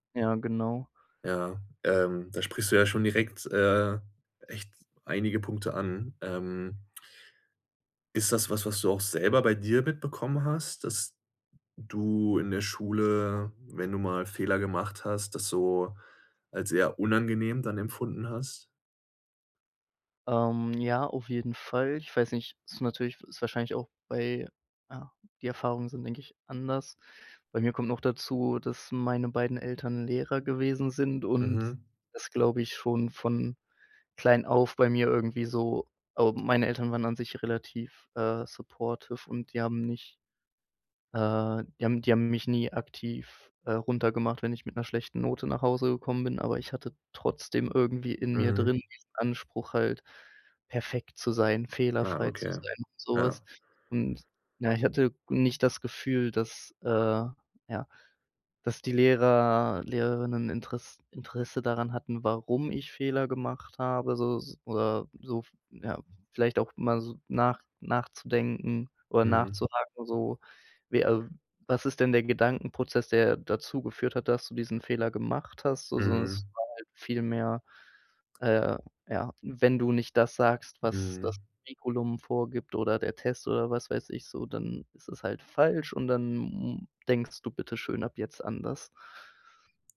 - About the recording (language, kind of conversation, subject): German, podcast, Was könnte die Schule im Umgang mit Fehlern besser machen?
- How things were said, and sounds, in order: in English: "supportive"; stressed: "warum"